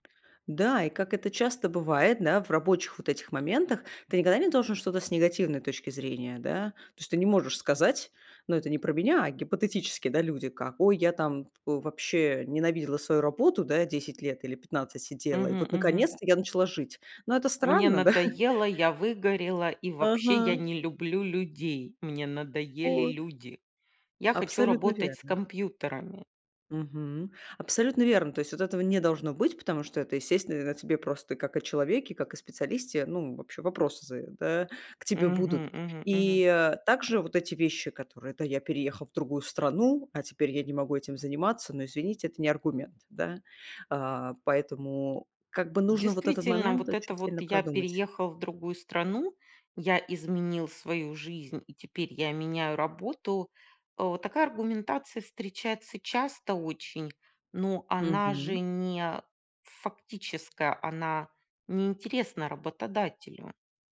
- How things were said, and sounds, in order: none
- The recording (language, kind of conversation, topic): Russian, podcast, Как вы обычно готовитесь к собеседованию?